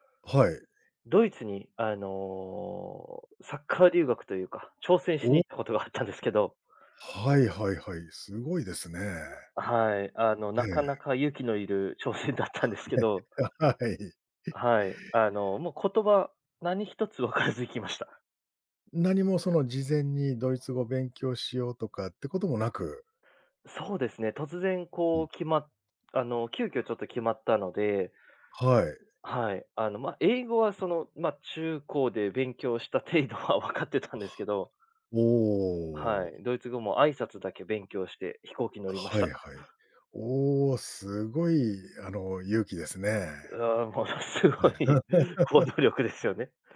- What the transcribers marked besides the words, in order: other noise; laughing while speaking: "挑戦だったんですけど"; laughing while speaking: "はい。あ、はい"; laughing while speaking: "分からず行きました"; laughing while speaking: "程度は分かってたんですけど"; laughing while speaking: "うあ、ものすごい行動力ですよね"; laugh
- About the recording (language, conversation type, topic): Japanese, podcast, 言葉が通じない場所で、どのようにコミュニケーションを取りますか？